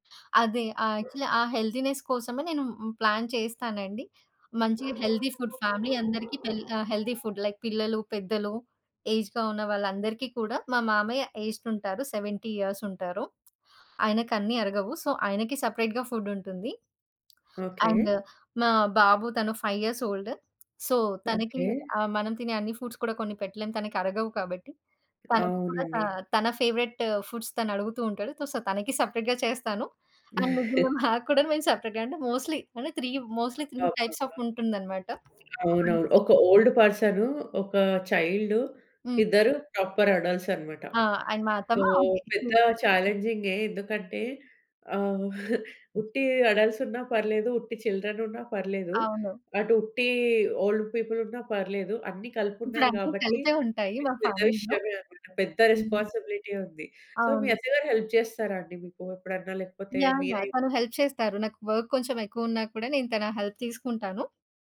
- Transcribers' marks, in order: in English: "యాక్చువల్లీ"; dog barking; in English: "హెల్తీనెస్"; in English: "ప్లాన్"; other background noise; in English: "హెల్తీ ఫుడ్ ఫ్యామిలీ"; in English: "హెల్తీ ఫుడ్ లైక్"; in English: "ఏజ్డ్‌గా"; in English: "ఏజ్డ్"; in English: "సెవెంటీ ఇయర్స్"; in English: "సో"; in English: "సపరేట్‌గా ఫుడ్"; tapping; in English: "అండ్"; in English: "ఫైవ్ ఇయర్స్ ఓల్డ్. సో"; in English: "ఫుడ్స్"; in English: "ఫేవరైట్ ఫుడ్స్"; in English: "సో"; in English: "సపరేట్‌గా"; in English: "అండ్"; chuckle; in English: "సపరేట్‌గా"; in English: "మోస్ట్‌లీ"; in English: "త్రీ. మోస్ట్‌లీ త్రీ టైప్స్ ఆఫ్"; in English: "ఓల్డ్"; in English: "ప్రాపర్ అడల్ట్స్"; in English: "సో"; in English: "అండ్"; chuckle; in English: "అడల్ట్స్"; in English: "చిల్డ్రన్"; in English: "ఓల్డ్ పీపుల్"; in English: "ఫ్యామిలీలో"; in English: "సో"; in English: "హెల్ప్"; in English: "హెల్ప్"; in English: "వర్క్"; in English: "హెల్ప్"
- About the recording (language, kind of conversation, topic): Telugu, podcast, రోజువారీ భోజనాన్ని మీరు ఎలా ప్రణాళిక చేసుకుంటారు?